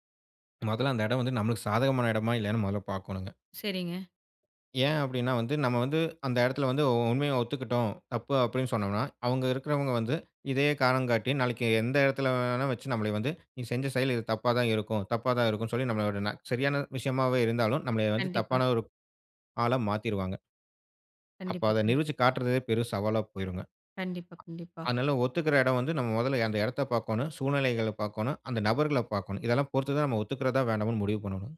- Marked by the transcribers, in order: unintelligible speech
- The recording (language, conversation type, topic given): Tamil, podcast, சண்டை முடிந்த பிறகு உரையாடலை எப்படி தொடங்குவது?